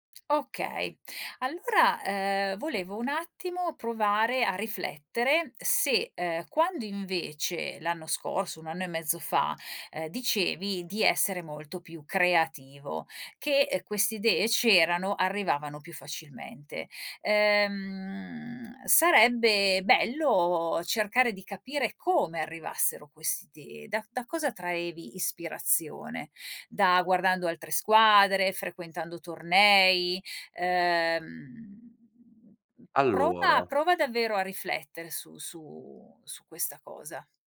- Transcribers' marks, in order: none
- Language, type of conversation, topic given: Italian, advice, Come posso smettere di sentirmi ripetitivo e trovare idee nuove?